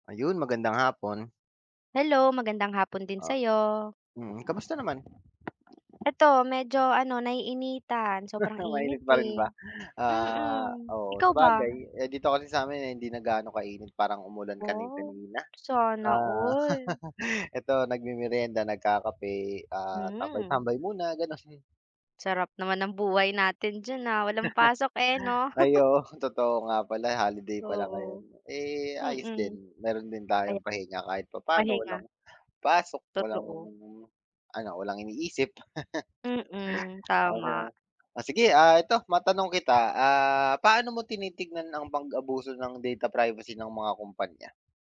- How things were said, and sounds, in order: other background noise; laugh; tapping; chuckle; laugh; chuckle; in English: "data privacy"
- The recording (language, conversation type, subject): Filipino, unstructured, Paano mo tinitingnan ang pag-abuso ng mga kumpanya sa pribadong datos ng mga tao?